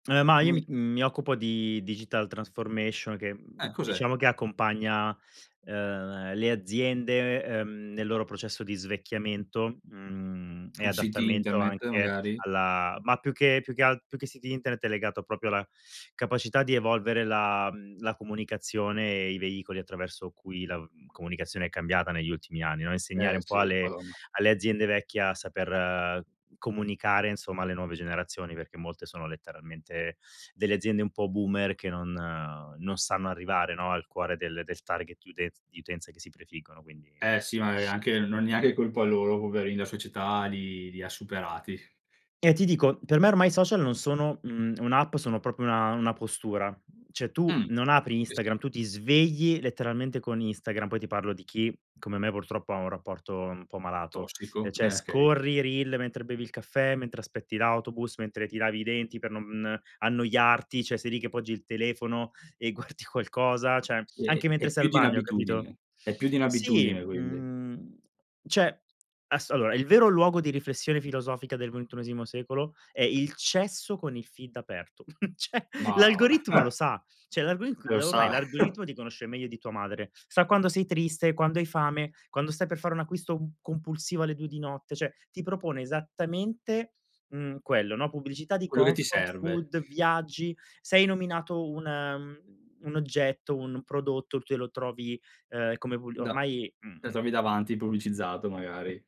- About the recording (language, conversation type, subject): Italian, podcast, Che ne pensi dei social network al giorno d’oggi?
- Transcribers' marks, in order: in English: "digital transformation"; tapping; "proprio" said as "propio"; "proprio" said as "propio"; "Cioè" said as "ceh"; "okay" said as "kay"; "Cioè" said as "ceh"; "cioè" said as "ceh"; laughing while speaking: "guardi"; "cioè" said as "ceh"; "cioè" said as "ceh"; chuckle; laughing while speaking: "ceh"; "Cioè" said as "ceh"; chuckle; "cioè" said as "ceh"; chuckle; "cioè" said as "ceh"; in English: "comfort food"